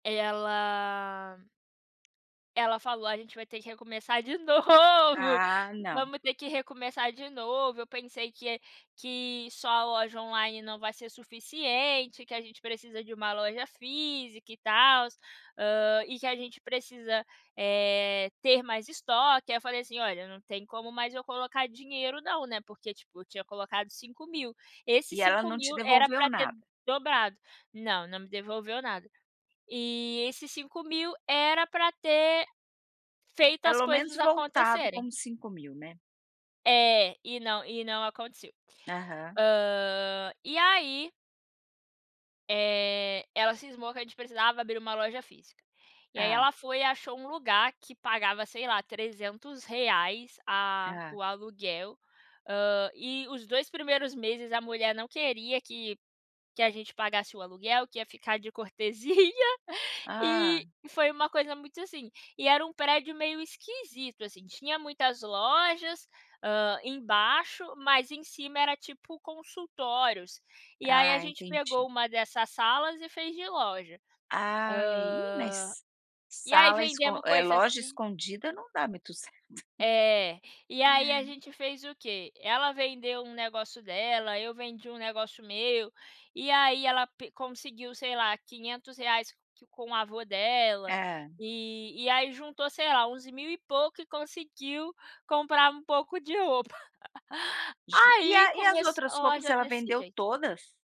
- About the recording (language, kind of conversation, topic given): Portuguese, podcast, Me conta sobre um erro que te ensinou algo valioso?
- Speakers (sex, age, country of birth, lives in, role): female, 25-29, Brazil, United States, guest; female, 55-59, Brazil, United States, host
- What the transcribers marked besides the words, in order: tapping; joyful: "novo"; laughing while speaking: "cortesia"; laughing while speaking: "certo"; other background noise; laugh